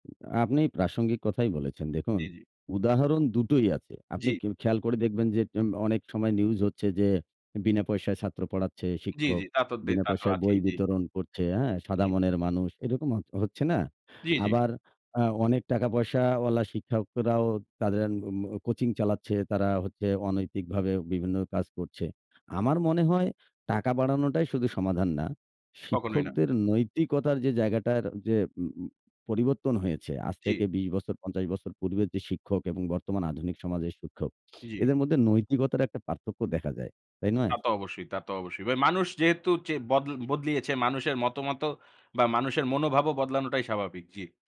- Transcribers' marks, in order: other background noise
- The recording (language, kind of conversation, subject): Bengali, unstructured, আপনি কি মনে করেন শিক্ষকদের বেতন বৃদ্ধি করা উচিত?